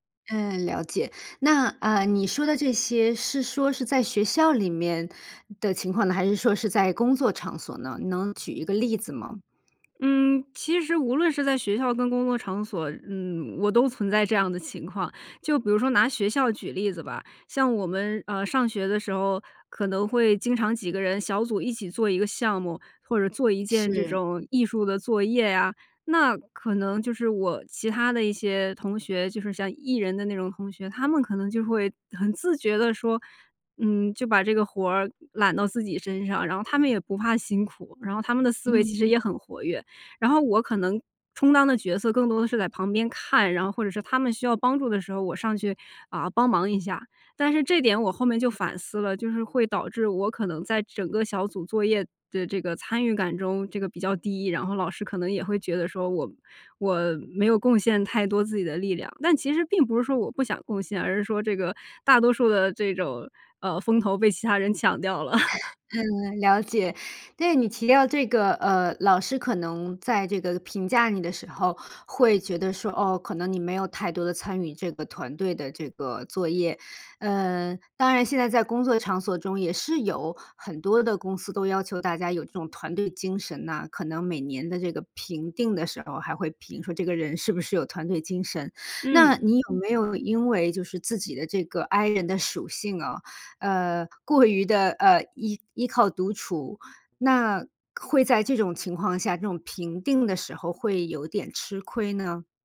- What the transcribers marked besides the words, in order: other noise; chuckle; laugh
- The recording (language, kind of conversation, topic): Chinese, podcast, 你觉得独处对创作重要吗？